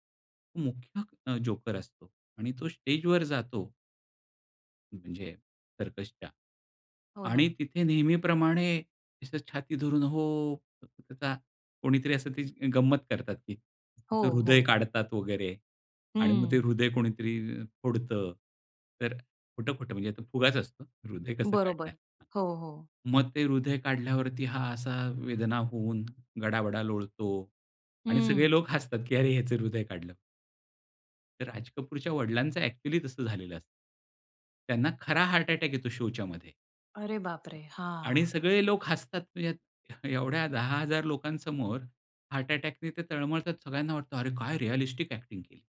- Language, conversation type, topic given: Marathi, podcast, तुमच्या आयुष्यातील सर्वात आवडती संगीताची आठवण कोणती आहे?
- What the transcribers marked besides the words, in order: in English: "शोच्यामध्ये"; laughing while speaking: "एवढ्या"; in English: "रिअलिस्टिक ॲक्टिंग"